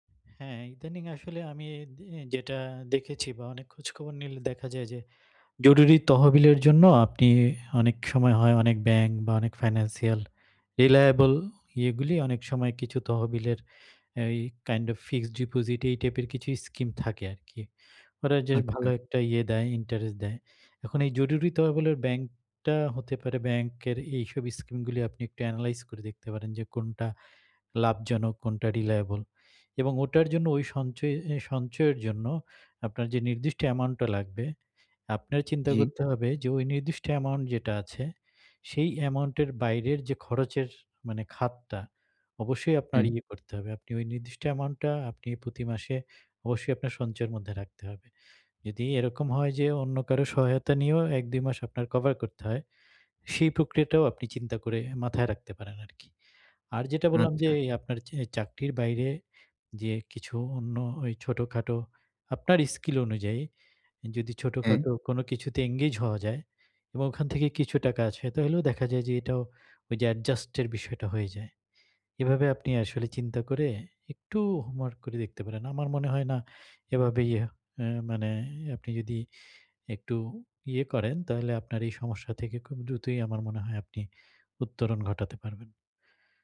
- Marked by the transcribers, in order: in English: "ফাইন্যান্সিয়াল রিলায়েবল"; in English: "কাইন্ড অফ ফিক্সড ডিপোজিট"; in English: "অ্যানালাইজ"; in English: "রিলায়েবল"; other background noise; in English: "এনগেজ"; "তাহলেও" said as "তইলেও"
- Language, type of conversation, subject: Bengali, advice, আর্থিক দুশ্চিন্তা কমাতে আমি কীভাবে বাজেট করে সঞ্চয় শুরু করতে পারি?